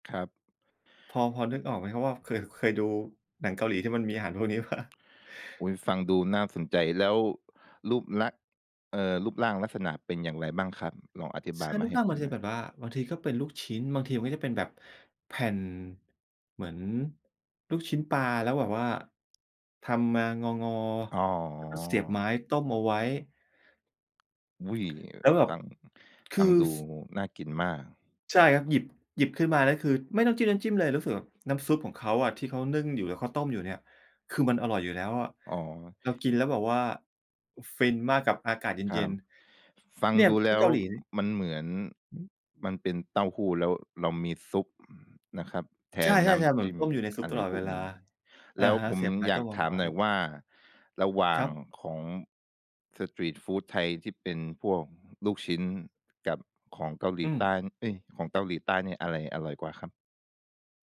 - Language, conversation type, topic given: Thai, podcast, คุณมีอาหารริมทางที่ชอบที่สุดจากการเดินทางไหม เล่าให้ฟังหน่อย?
- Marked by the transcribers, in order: other background noise; tapping; chuckle; drawn out: "อ๋อ"